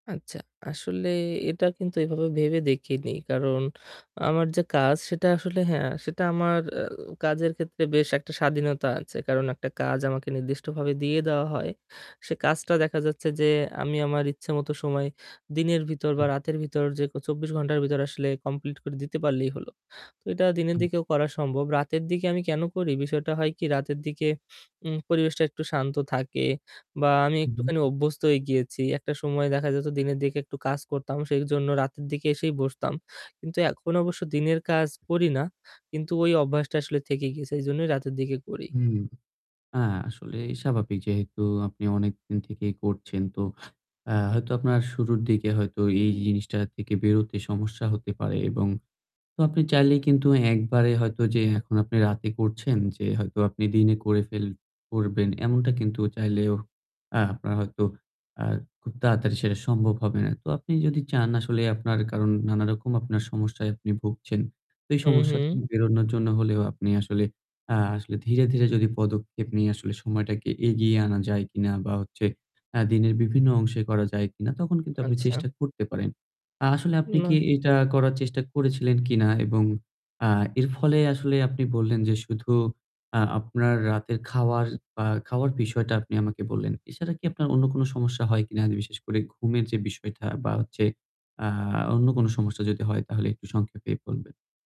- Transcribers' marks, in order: in English: "complete"; "এটা" said as "ওতা"; "অভ্যস্ত" said as "অব্যস্ত"; static; "গিয়েছি" said as "গিয়েচি"
- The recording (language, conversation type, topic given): Bengali, advice, রাতভর খাওয়া বা নাস্তার অভ্যাস কীভাবে ছাড়তে পারি এবং এ বিষয়ে কীভাবে সমর্থন পেতে পারি?